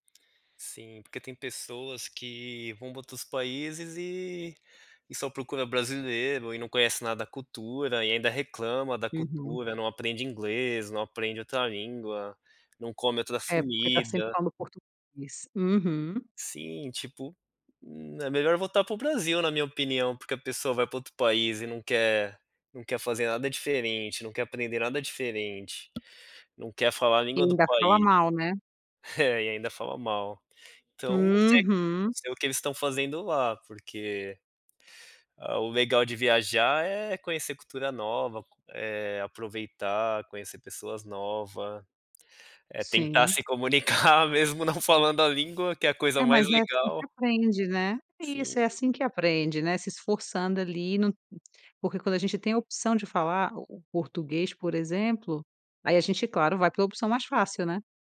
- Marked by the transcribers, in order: tapping
- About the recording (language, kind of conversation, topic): Portuguese, podcast, Como foi o momento em que você se orgulhou da sua trajetória?